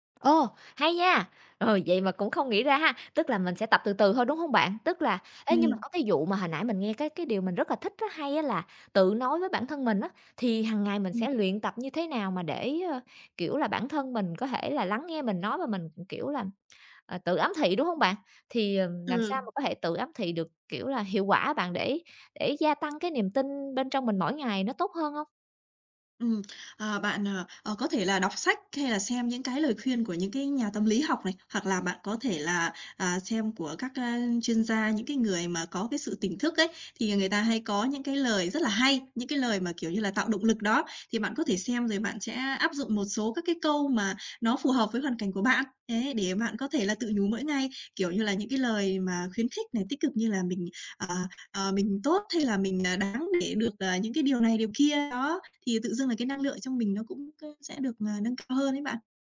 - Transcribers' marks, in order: tapping; other background noise
- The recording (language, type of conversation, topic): Vietnamese, advice, Bạn cảm thấy ngại bộc lộ cảm xúc trước đồng nghiệp hoặc bạn bè không?